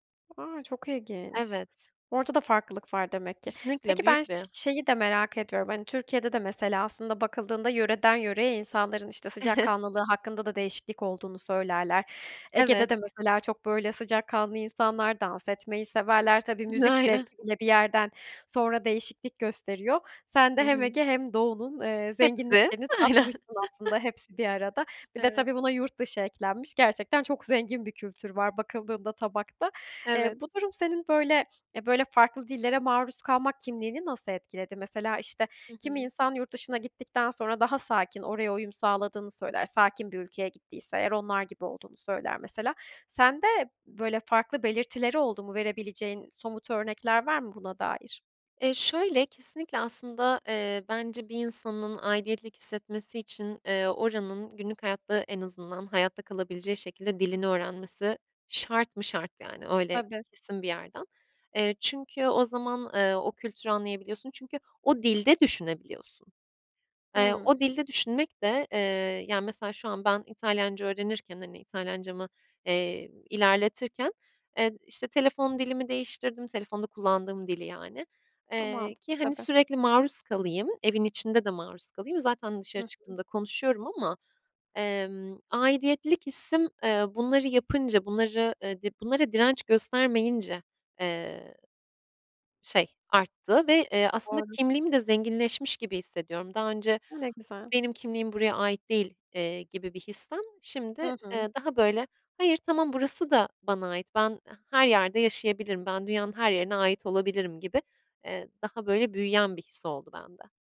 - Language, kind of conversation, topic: Turkish, podcast, Dil senin için bir kimlik meselesi mi; bu konuda nasıl hissediyorsun?
- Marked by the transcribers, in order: other background noise; chuckle; laughing while speaking: "aynen"; chuckle; other noise